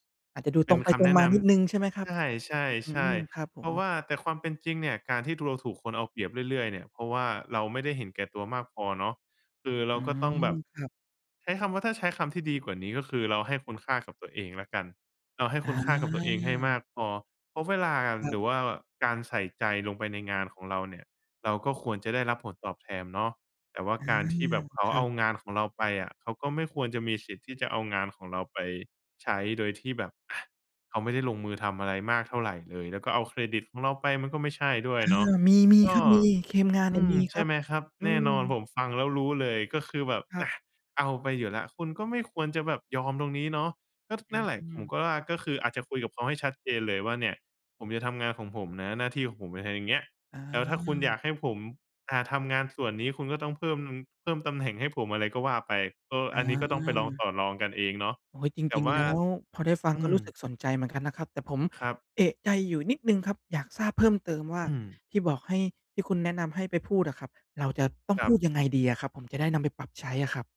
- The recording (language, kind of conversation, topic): Thai, advice, คุณอธิบายความรู้สึกเหมือนสูญเสียความเป็นตัวเองหลังจากได้ย้ายไปอยู่ในสังคมหรือสภาพแวดล้อมใหม่ได้อย่างไร?
- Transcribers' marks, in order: other background noise; drawn out: "อา"; "อะไร" said as "อะไฮ"